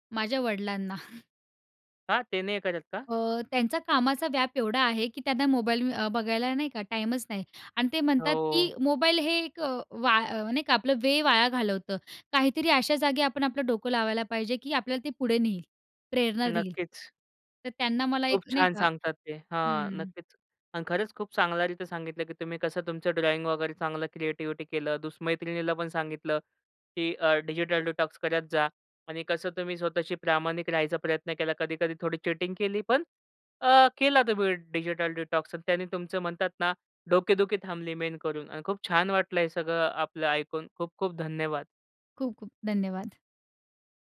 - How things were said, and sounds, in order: chuckle; in English: "ड्रॉईंग"; in English: "डिटॉक्स"; in English: "डिटॉक्स"; in English: "मेन"
- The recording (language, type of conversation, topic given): Marathi, podcast, तुम्ही इलेक्ट्रॉनिक साधनांपासून विराम कधी आणि कसा घेता?